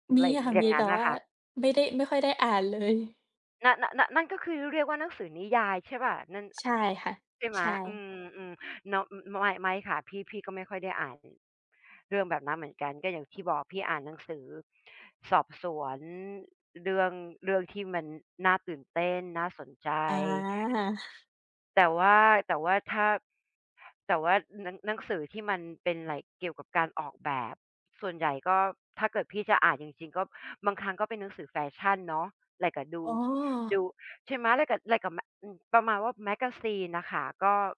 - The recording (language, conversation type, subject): Thai, unstructured, คุณจะเปรียบเทียบหนังสือที่คุณชื่นชอบอย่างไร?
- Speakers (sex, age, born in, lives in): female, 20-24, Thailand, Belgium; female, 50-54, Thailand, United States
- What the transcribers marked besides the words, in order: other background noise; in English: "แมกาซีน"